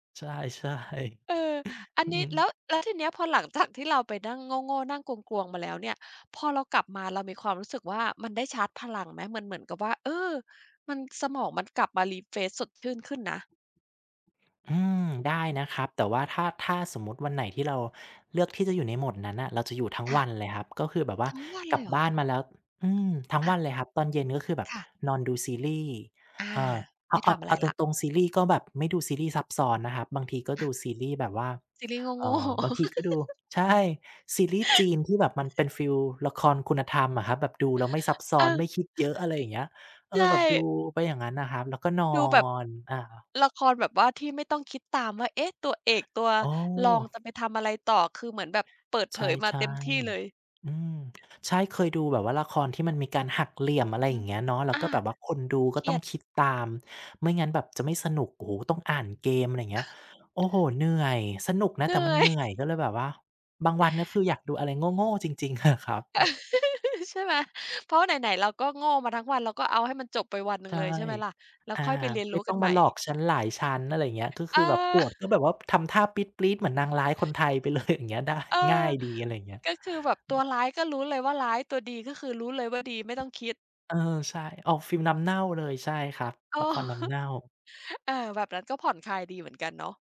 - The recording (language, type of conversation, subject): Thai, podcast, คุณช่วยเล่าวิธีสร้างนิสัยการเรียนรู้อย่างยั่งยืนให้หน่อยได้ไหม?
- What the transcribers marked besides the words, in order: laughing while speaking: "ใช่ ๆ"; other background noise; laughing while speaking: "จาก"; in English: "refresh"; tapping; laughing while speaking: "โง่ ๆ"; laugh; laughing while speaking: "ใช่"; laugh; chuckle; chuckle; laugh; laughing while speaking: "อะ"; chuckle; laughing while speaking: "ไปเลย"; laughing while speaking: "ได้"